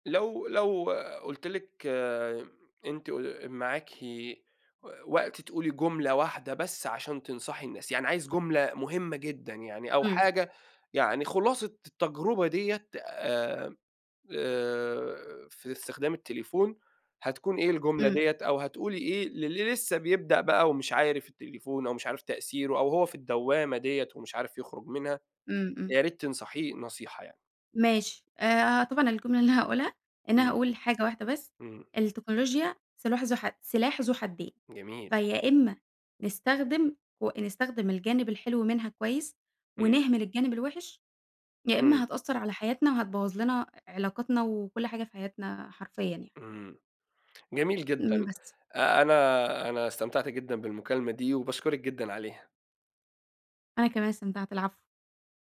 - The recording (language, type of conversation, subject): Arabic, podcast, إزاي الموبايل بيأثر على يومك؟
- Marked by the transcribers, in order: none